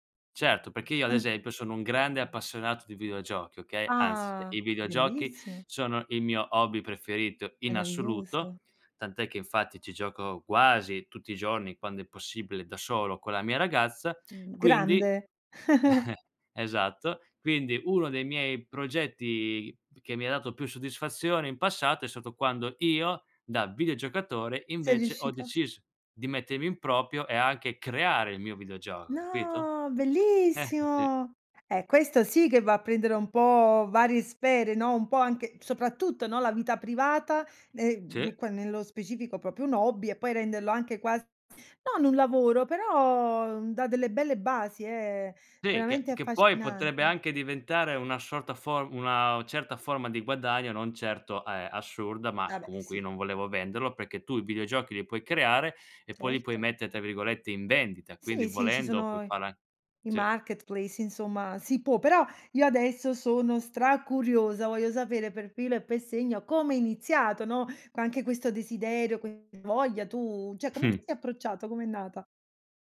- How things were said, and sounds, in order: chuckle; tapping; "bellissimo" said as "bellissio"; other background noise; stressed: "quasi"; chuckle; "proprio" said as "propio"; drawn out: "No"; "proprio" said as "propio"; in English: "marketplace"; "cioè" said as "ceh"; chuckle
- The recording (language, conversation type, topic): Italian, podcast, Qual è stato il progetto più soddisfacente che hai realizzato?